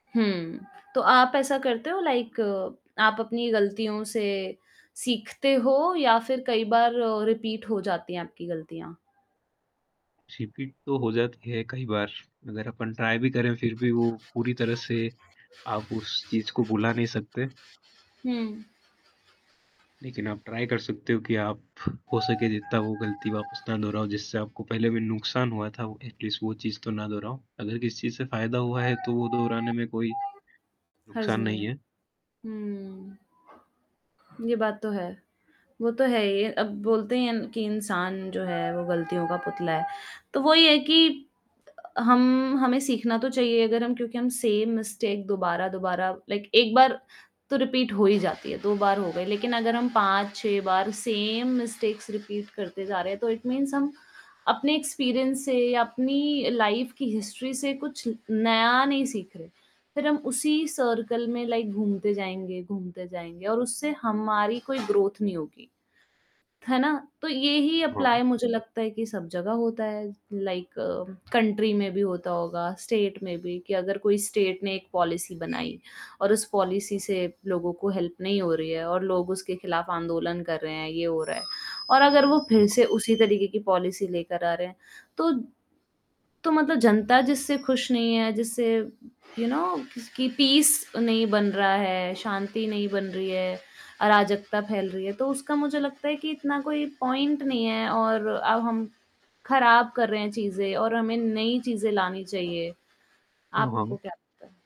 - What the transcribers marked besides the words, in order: static; other noise; in English: "लाइक"; in English: "रिपीट"; in English: "सिपीट"; "रिपीट" said as "सिपीट"; in English: "ट्राई"; other background noise; in English: "ट्राई"; in English: "एटलीस्ट"; in English: "सेम मिस्टेक"; in English: "लाइक"; in English: "रिपीट"; in English: "सेम मिस्टेक्स रिपीट"; in English: "इट मीन्स"; in English: "एक्सपीरियंस"; in English: "लाइफ़"; in English: "हिस्ट्री"; in English: "सर्किल"; in English: "लाइक"; in English: "ग्रोथ"; in English: "एप्लाई"; in English: "लाइक कंट्री"; in English: "स्टेट"; in English: "स्टेट"; in English: "पॉलिसी"; in English: "पॉलिसी"; in English: "हेल्प"; unintelligible speech; in English: "पॉलिसी"; in English: "यू नौ"; in English: "पीस"; in English: "पॉइंट"; distorted speech
- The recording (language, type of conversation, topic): Hindi, unstructured, इतिहास हमें भविष्य की योजना बनाने में कैसे मदद करता है?
- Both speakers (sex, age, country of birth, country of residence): female, 25-29, India, India; male, 20-24, India, India